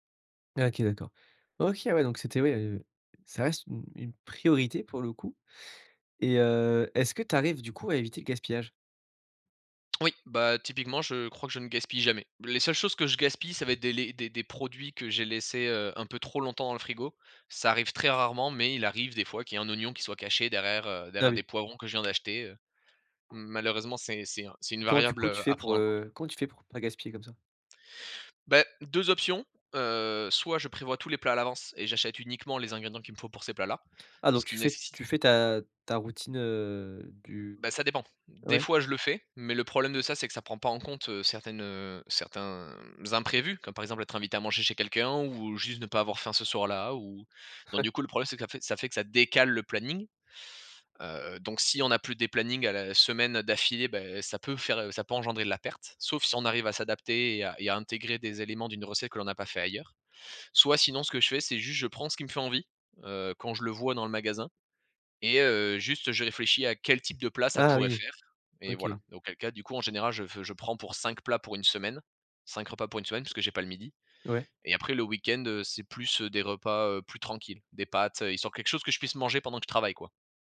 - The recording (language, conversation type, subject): French, podcast, Comment organises-tu ta cuisine au quotidien ?
- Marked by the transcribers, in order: stressed: "priorité"; other background noise; scoff